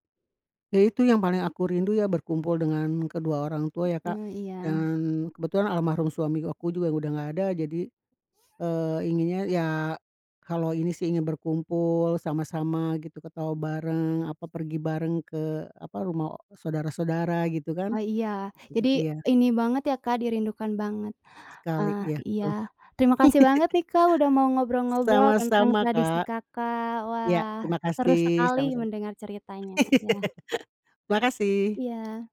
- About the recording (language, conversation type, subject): Indonesian, podcast, Apa satu tradisi keluarga yang selalu kamu jalani, dan seperti apa biasanya tradisi itu berlangsung?
- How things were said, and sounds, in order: other background noise; tapping; unintelligible speech; chuckle; laugh